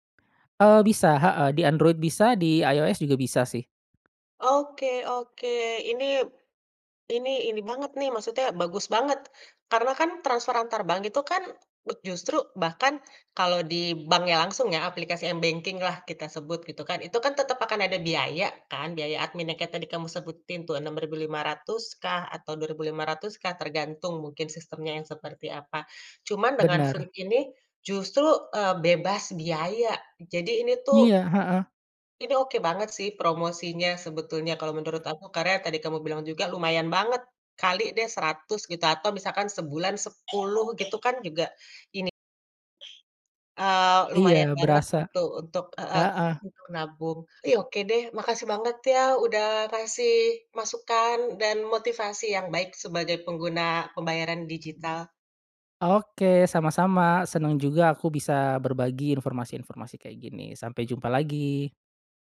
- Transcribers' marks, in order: unintelligible speech; in English: "m-banking-lah"; cough; other background noise
- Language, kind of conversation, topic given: Indonesian, podcast, Bagaimana menurutmu keuangan pribadi berubah dengan hadirnya mata uang digital?